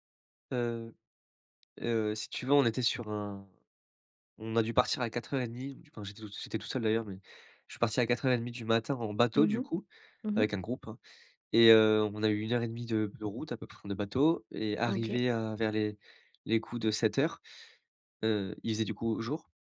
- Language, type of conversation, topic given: French, podcast, As-tu un souvenir d’enfance lié à la nature ?
- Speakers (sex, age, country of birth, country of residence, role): female, 40-44, France, Spain, host; male, 20-24, France, France, guest
- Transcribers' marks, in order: none